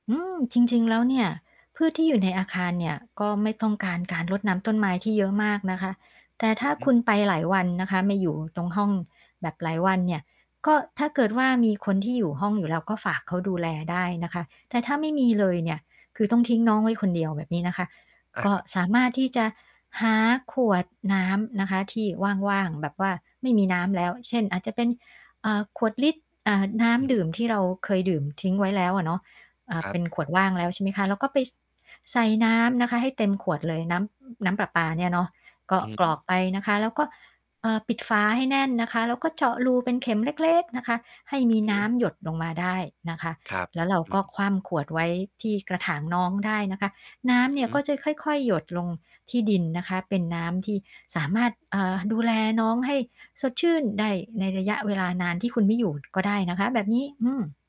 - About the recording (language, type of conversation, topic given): Thai, podcast, ถ้าคุณไม่คุ้นกับธรรมชาติ ควรเริ่มต้นจากอะไรดี?
- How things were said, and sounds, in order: static; distorted speech; mechanical hum; stressed: "เล็ก ๆ"